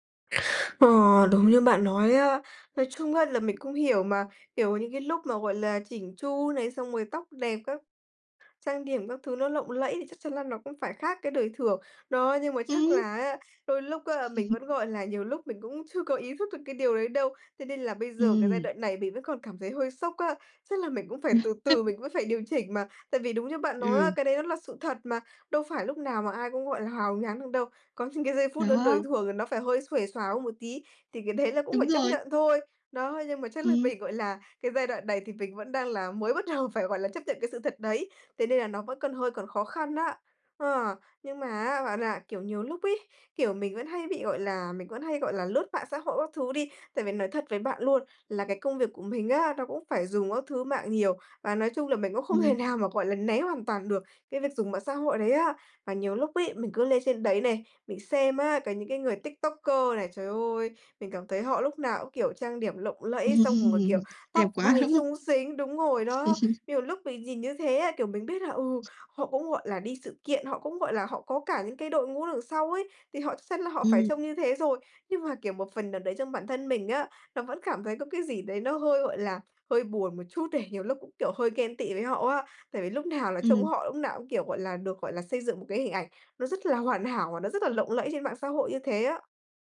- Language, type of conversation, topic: Vietnamese, advice, Làm sao để bớt đau khổ khi hình ảnh của bạn trên mạng khác với con người thật?
- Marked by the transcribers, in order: chuckle; laugh; laughing while speaking: "những"; laughing while speaking: "đầu"; laughing while speaking: "thể nào"; laugh; laugh; other background noise